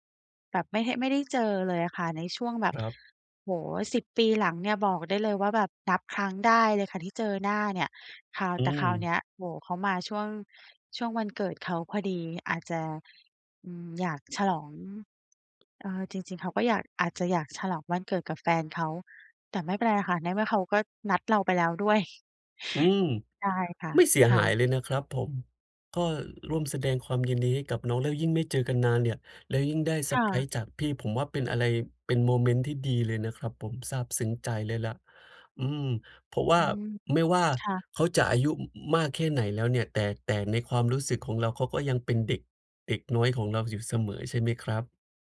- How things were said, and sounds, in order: tapping; laughing while speaking: "ด้วย"
- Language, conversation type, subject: Thai, advice, จะเลือกของขวัญให้ถูกใจคนที่ไม่แน่ใจว่าเขาชอบอะไรได้อย่างไร?